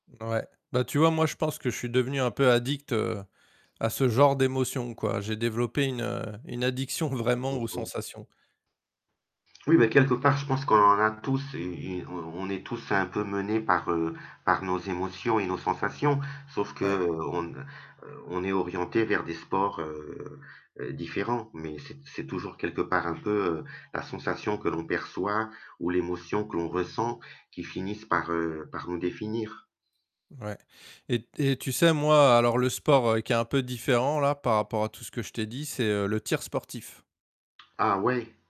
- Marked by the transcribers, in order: other background noise; laughing while speaking: "vraiment"; static; distorted speech; tapping
- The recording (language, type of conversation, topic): French, unstructured, Quel sport aimes-tu pratiquer ou regarder ?